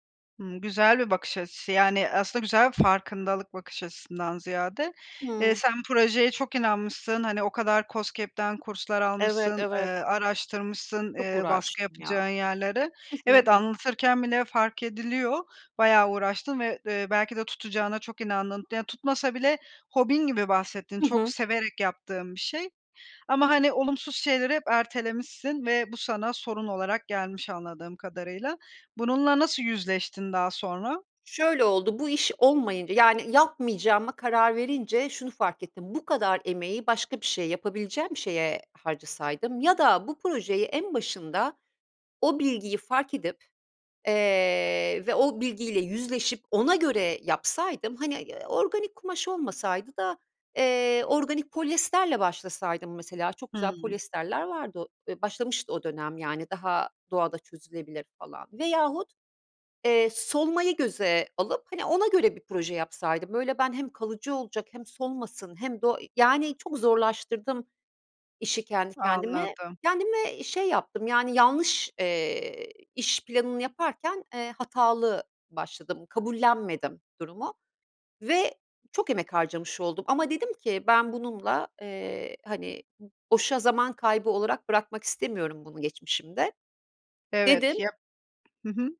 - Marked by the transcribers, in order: tapping
- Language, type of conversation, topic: Turkish, podcast, Pişmanlıklarını geleceğe yatırım yapmak için nasıl kullanırsın?